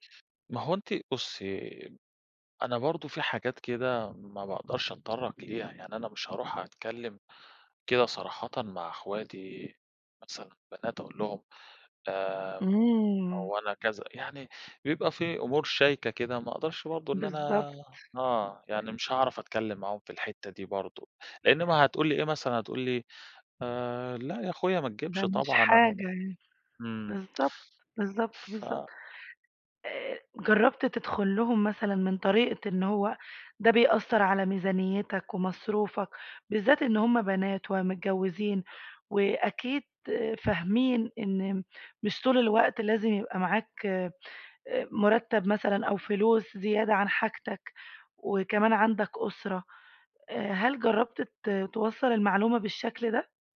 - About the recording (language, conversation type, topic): Arabic, advice, إزاي بتوصف إحساسك تجاه الضغط الاجتماعي اللي بيخليك تصرف أكتر في المناسبات والمظاهر؟
- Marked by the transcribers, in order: other background noise